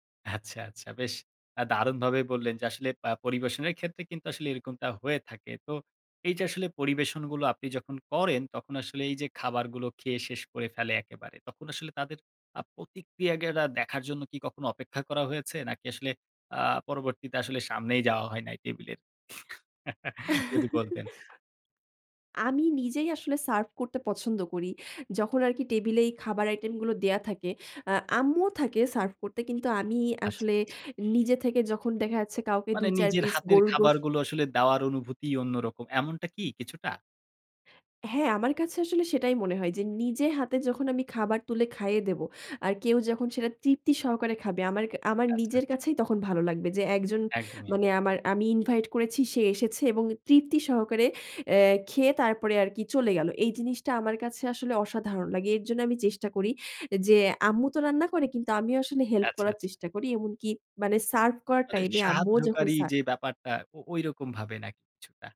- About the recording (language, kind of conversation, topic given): Bengali, podcast, অতিথি এলে খাবার পরিবেশনের কোনো নির্দিষ্ট পদ্ধতি আছে?
- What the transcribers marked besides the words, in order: other background noise; "গুলো" said as "গেরা"; tapping; chuckle; "আচ্ছা" said as "আছাছা"